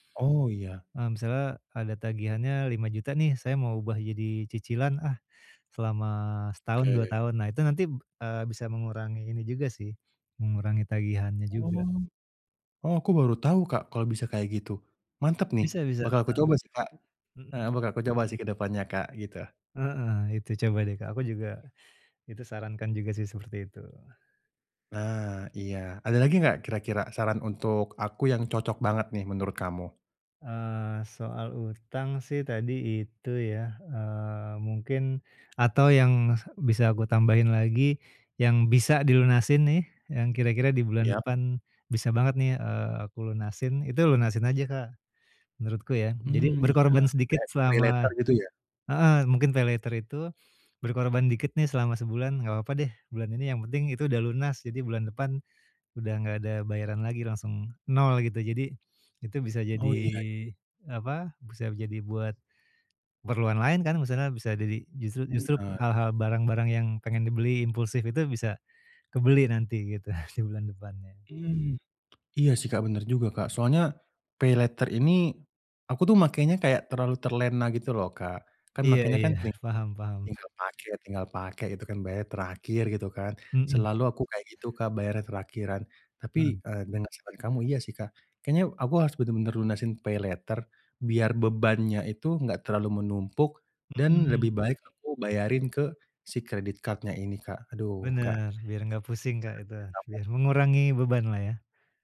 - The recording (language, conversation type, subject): Indonesian, advice, Bagaimana cara mengatur anggaran agar bisa melunasi utang lebih cepat?
- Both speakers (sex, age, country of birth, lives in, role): male, 25-29, Indonesia, Indonesia, user; male, 45-49, Indonesia, Indonesia, advisor
- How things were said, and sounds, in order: in English: "paylater"; in English: "paylater"; in English: "paylater"; other background noise; in English: "credit card-nya"; unintelligible speech